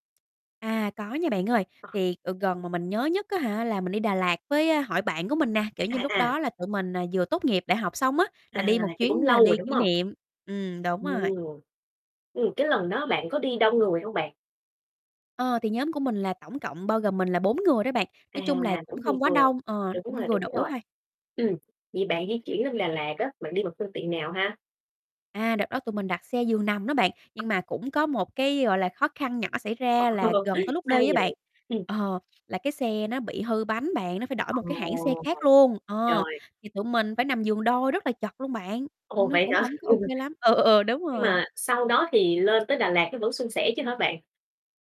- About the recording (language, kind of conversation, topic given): Vietnamese, podcast, Bạn có thể kể về một trải nghiệm gần gũi với thiên nhiên không?
- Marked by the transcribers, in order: distorted speech; other background noise; tapping; unintelligible speech; laugh; static; laugh